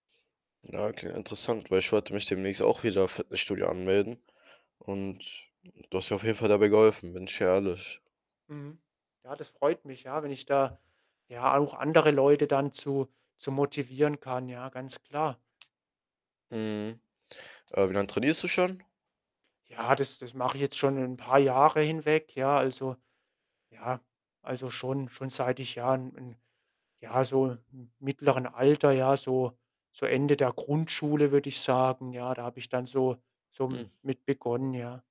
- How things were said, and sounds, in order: other background noise; tapping; static
- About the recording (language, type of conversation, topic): German, podcast, Wie kannst du neue Gewohnheiten nachhaltig etablieren?